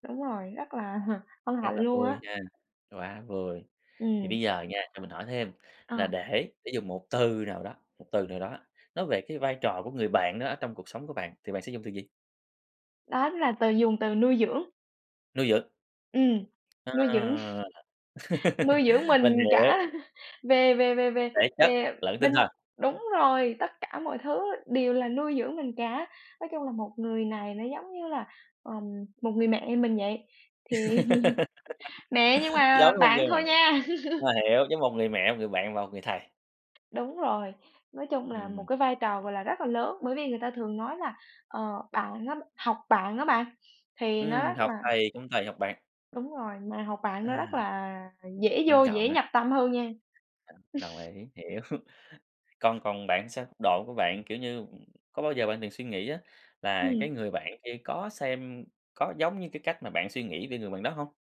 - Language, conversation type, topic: Vietnamese, podcast, Bạn có thể kể về vai trò của tình bạn trong đời bạn không?
- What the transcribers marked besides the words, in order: chuckle; tapping; laugh; chuckle; laughing while speaking: "cả"; laugh; laughing while speaking: "thì"; background speech; laugh; other background noise; laugh; "thì" said as "ừn"; laugh